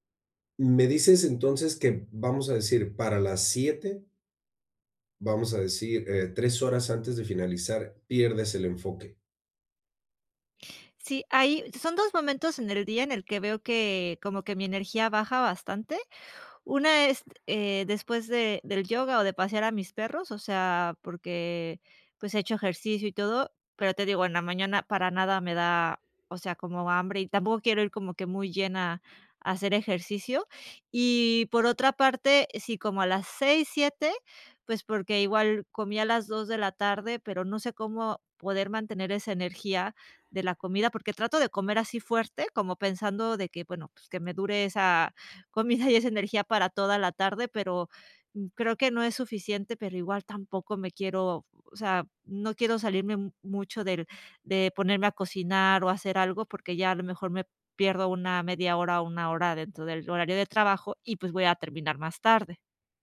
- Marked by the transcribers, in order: laughing while speaking: "comida y esa energía"
- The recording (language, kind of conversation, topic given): Spanish, advice, ¿Cómo puedo crear una rutina para mantener la energía estable todo el día?